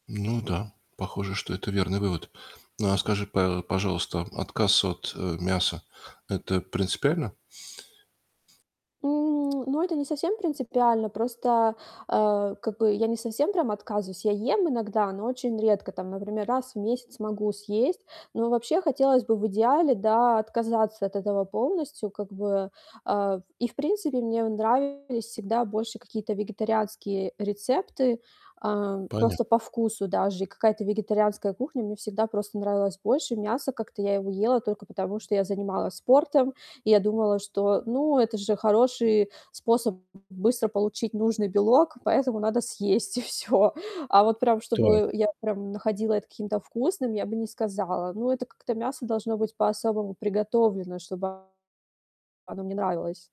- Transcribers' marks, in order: tapping; distorted speech
- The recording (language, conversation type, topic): Russian, advice, Почему я постоянно чувствую усталость, перетренированность и плохо восстанавливаюсь?